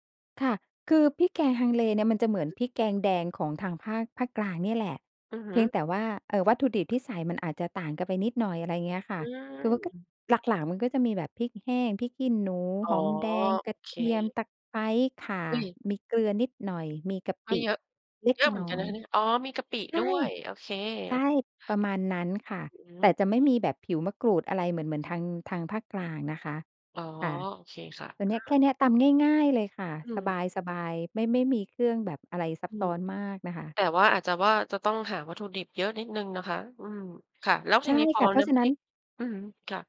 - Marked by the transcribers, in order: other background noise; tapping
- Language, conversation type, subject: Thai, podcast, คุณมีเมนูนี้ที่ทำให้คิดถึงบ้านหรือคุณย่าคุณยาย พร้อมบอกวิธีทำแบบคร่าวๆ ได้ไหม?